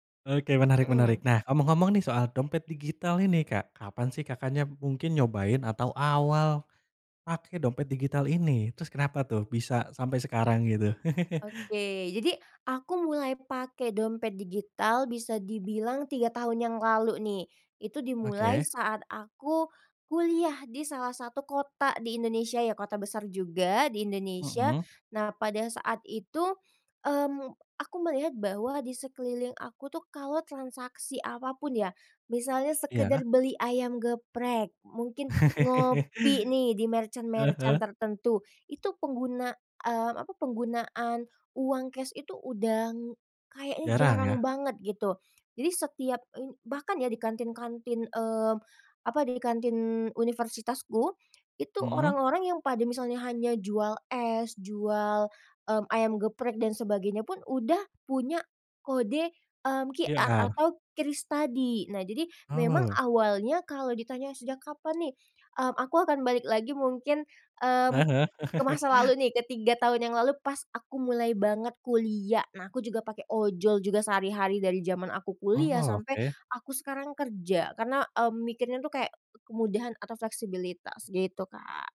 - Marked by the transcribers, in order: chuckle; in English: "merchant-merchant"; chuckle; chuckle
- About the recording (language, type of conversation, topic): Indonesian, podcast, Apa pendapatmu soal dompet digital dibandingkan uang tunai?